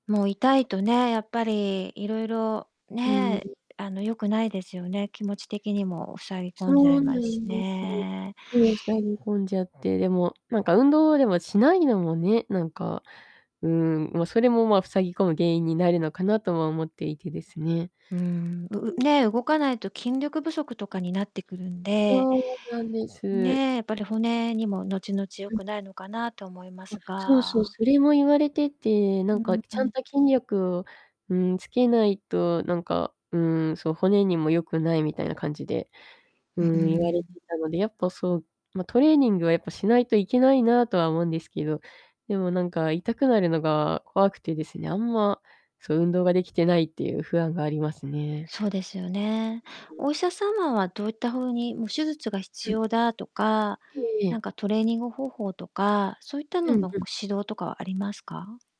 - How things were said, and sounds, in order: distorted speech; tapping
- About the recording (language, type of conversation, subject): Japanese, advice, 怪我や痛みで運動ができないことが不安なのですが、どうすればよいですか？